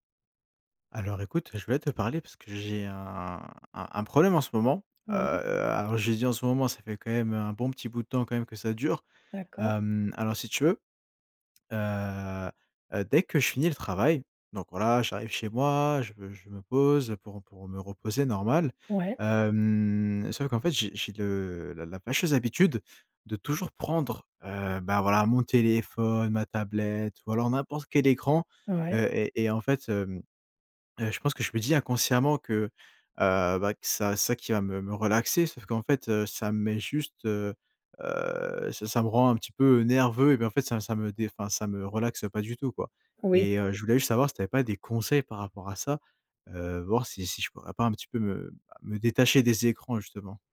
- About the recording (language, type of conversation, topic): French, advice, Comment puis-je réussir à déconnecter des écrans en dehors du travail ?
- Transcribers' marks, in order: drawn out: "hem"; stressed: "conseils"